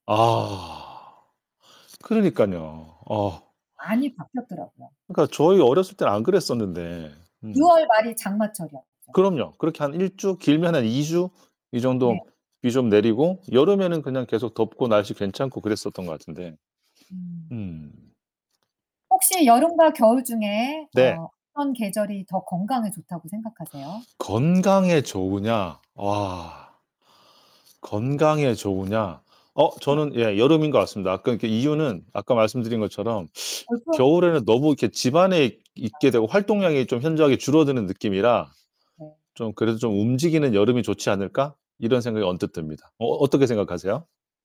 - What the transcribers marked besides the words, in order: other background noise; distorted speech; tapping
- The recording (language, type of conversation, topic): Korean, unstructured, 여름과 겨울 중 어떤 계절을 더 좋아하시나요?